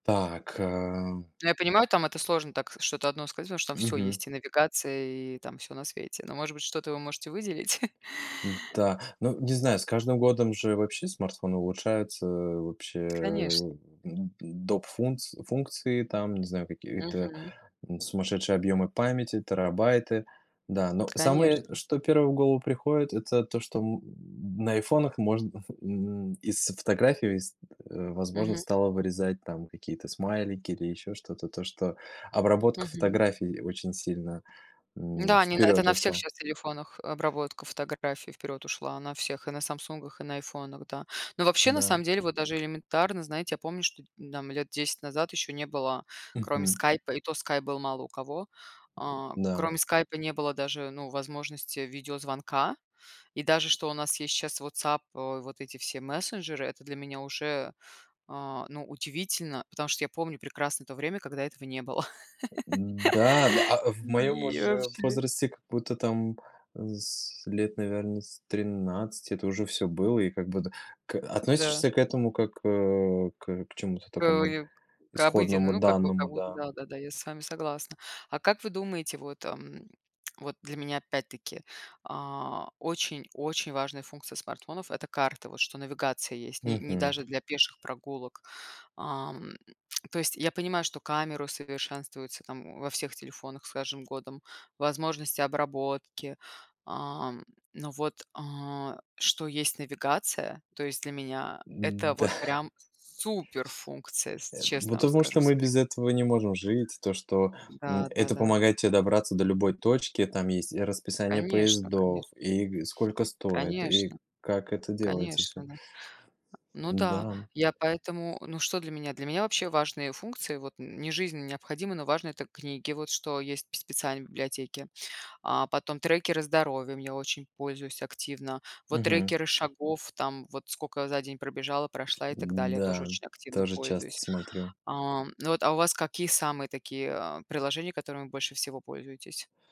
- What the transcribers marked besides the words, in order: chuckle; other noise; chuckle; laughing while speaking: "Н-да"
- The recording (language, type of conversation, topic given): Russian, unstructured, Что тебя удивляет в современных смартфонах?